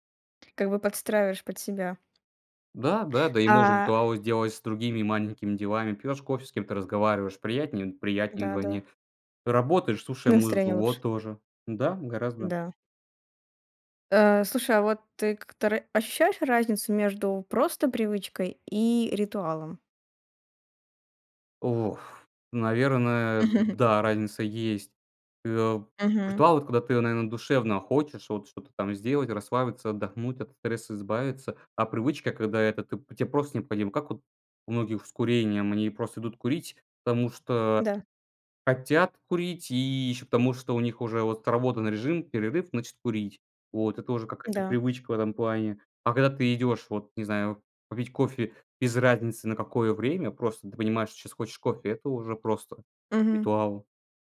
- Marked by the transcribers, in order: chuckle; other background noise; tapping
- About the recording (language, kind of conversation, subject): Russian, podcast, Как маленькие ритуалы делают твой день лучше?